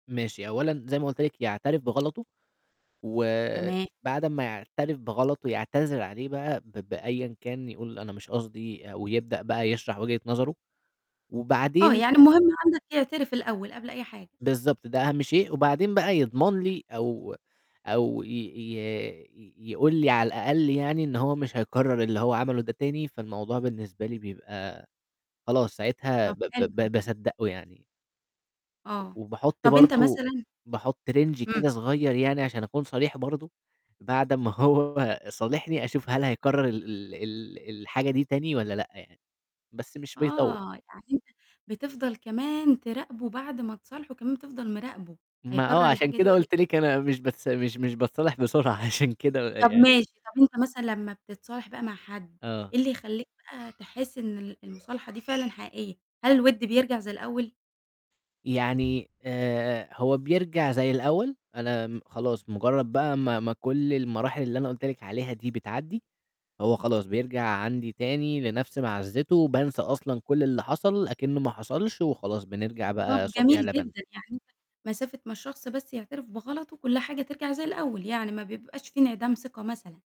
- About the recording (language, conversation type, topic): Arabic, podcast, إيه اللي ممكن يخلّي المصالحة تكمّل وتبقى دايمة مش تهدئة مؤقتة؟
- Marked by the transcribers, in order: tapping; other background noise; distorted speech; in English: "Range"; static; laughing while speaking: "بسرعة عشان كده يعني"